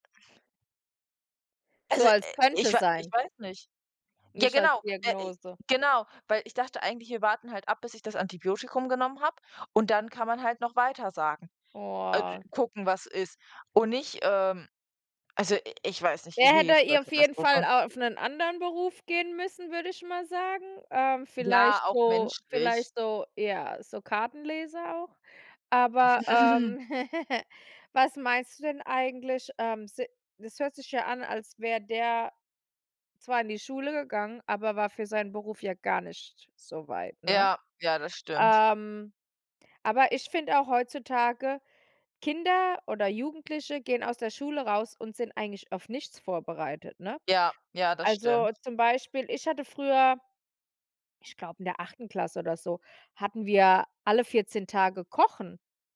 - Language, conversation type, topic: German, unstructured, Findest du, dass das Schulsystem dich ausreichend auf das Leben vorbereitet?
- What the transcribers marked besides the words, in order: other background noise; chuckle